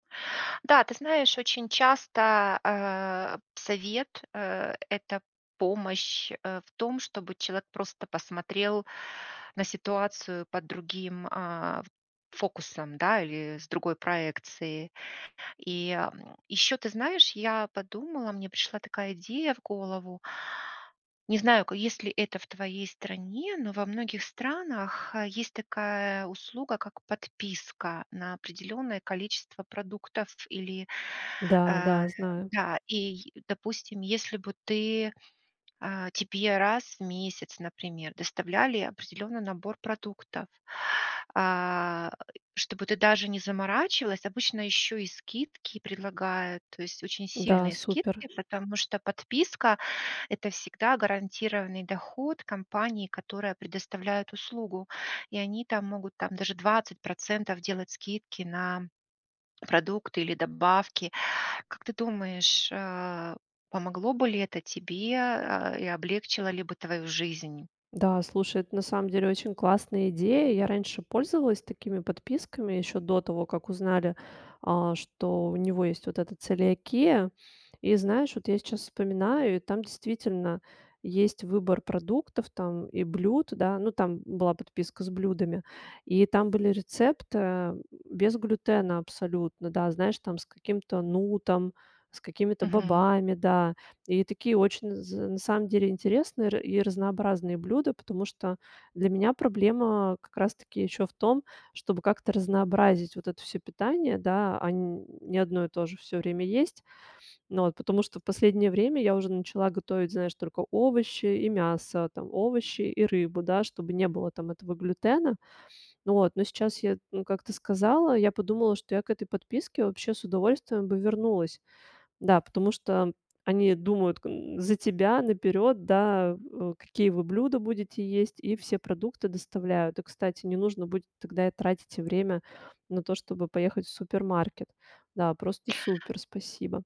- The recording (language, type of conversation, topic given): Russian, advice, Какое изменение в вашем здоровье потребовало от вас новой рутины?
- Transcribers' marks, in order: other background noise; grunt